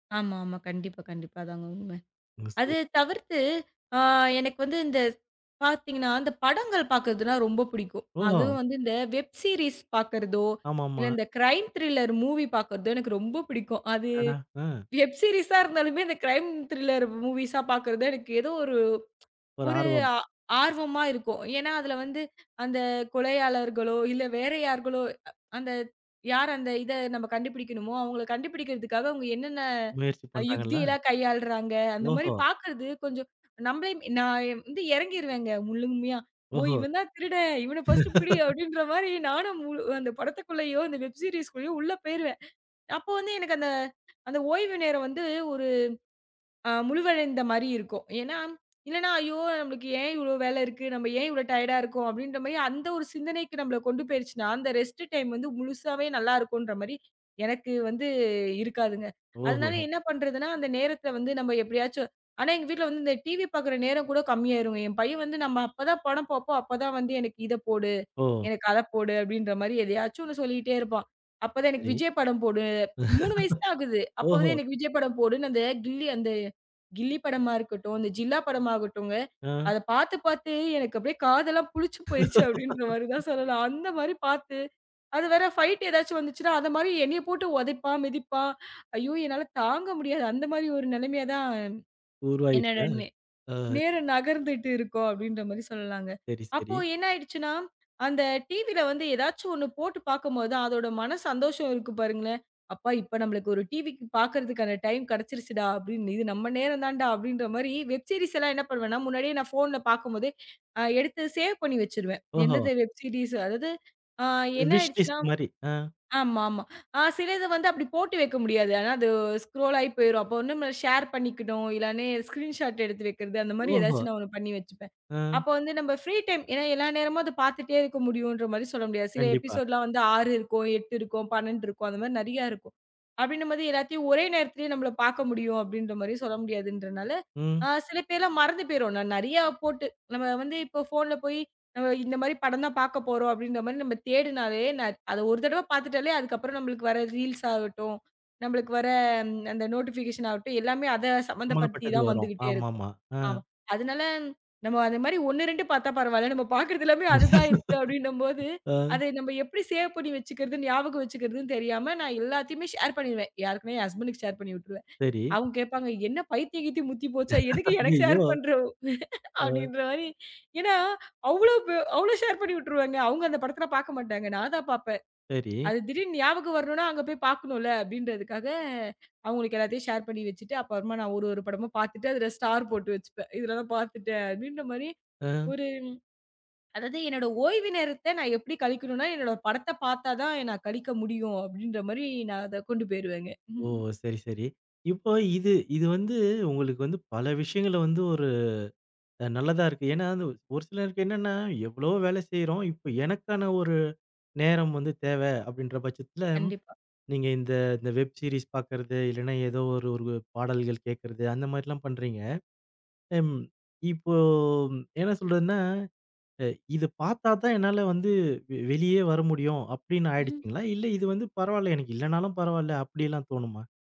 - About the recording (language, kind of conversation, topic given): Tamil, podcast, ஓய்வு நேரத்தில் திரையைப் பயன்படுத்துவது பற்றி நீங்கள் என்ன நினைக்கிறீர்கள்?
- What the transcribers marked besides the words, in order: unintelligible speech; in English: "வெப் சீரிஸ்"; in English: "க்ரைம் திரில்லர் மூவி"; in English: "வெப் சீரிஸ்சா"; in English: "க்ரைம் திரில்லர் மூவிஸ்"; tsk; laughing while speaking: "ஓ! இவன் தான் திருடன். இவனைப் … சீரிஸ்லயோ உள்ள போயிருவேன்"; in English: "வெப் சீரிஸ்லயோ"; laugh; "முழுதடைந்த" said as "முழுவழைந்த"; in English: "டையர்டா"; in English: "ரெஸ்ட் டைம்"; laugh; laughing while speaking: "அப்படின்ற மாரி தான்"; in English: "ஃபைட்"; laugh; swallow; laughing while speaking: "நேரம் நகர்ந்துட்டு"; in English: "வெப் சீரிஸ்"; in English: "சேவ்"; in English: "வெப் சீரிஸ்"; in English: "ஸ்குரோல்"; in English: "ஷேர்"; in English: "விஷ் லிஸ்ட்"; in English: "ஸ்கிரீன் ஷாட்"; in another language: "ஃப்ரீ டைம்"; in English: "எபிசோட்"; in English: "ரீல்ஸ்"; in English: "நோட்டிபிகேஷன்"; "சம்மந்தப்பட்டது" said as "ரமதப்பட்டது"; laughing while speaking: "நம்ம பாக்குறது எல்லாமே அது தான் இருக்கு அப்படின்னு போது"; in English: "சேவ்"; laugh; in English: "ஷேர்"; in English: "ஹஸ்பண்ட்க்கு ஷேர்"; laughing while speaking: "அய்யயையோ"; in English: "ஷேர்"; laughing while speaking: "அப்படின்ற மாரி"; in English: "ஷேர்"; in English: "ஷேர்"; in English: "ஸ்டார்"; swallow; chuckle; in English: "வெப் சீரிஸ்"; chuckle